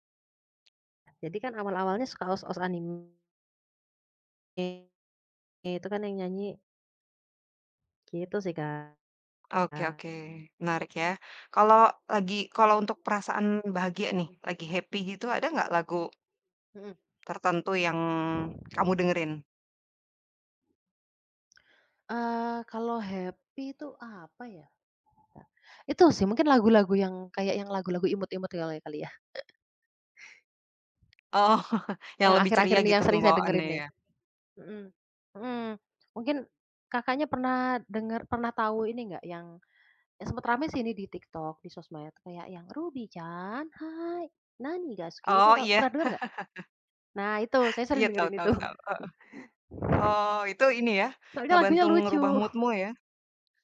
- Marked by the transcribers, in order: other background noise; unintelligible speech; tapping; background speech; in English: "happy"; in English: "happy"; laughing while speaking: "Oh"; singing: "Ruby-chan, hai! Nani daisuki"; chuckle; chuckle; in English: "mood-mu"; chuckle
- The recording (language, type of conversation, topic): Indonesian, podcast, Mengapa sebuah lagu bisa terasa sangat nyambung dengan perasaanmu?